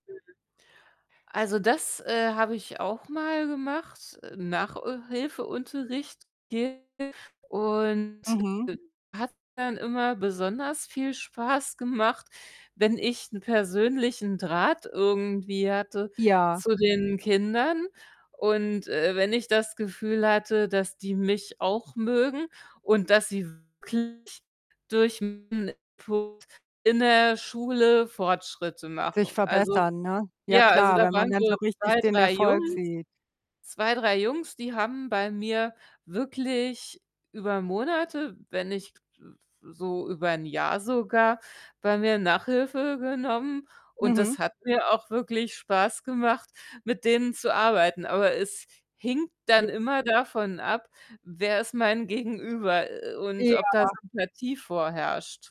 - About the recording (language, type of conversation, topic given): German, unstructured, Was macht dir an deiner Arbeit am meisten Spaß?
- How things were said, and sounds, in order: distorted speech; unintelligible speech; other background noise